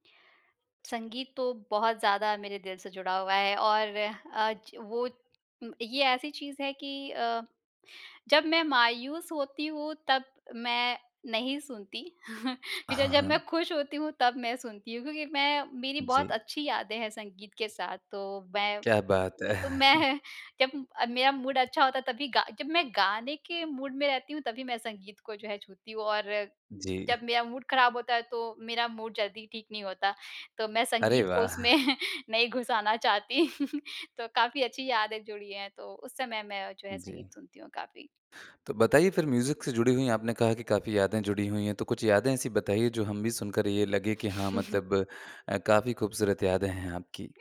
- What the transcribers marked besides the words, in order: chuckle; laughing while speaking: "तो मैं"; in English: "मूड"; chuckle; in English: "मूड"; in English: "मूड"; in English: "मूड"; laughing while speaking: "उसमें नहीं घुसाना चाहती"; chuckle; in English: "म्यूज़िक"; chuckle
- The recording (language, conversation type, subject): Hindi, podcast, तुम्हें कौन सा गाना बचपन की याद दिलाता है?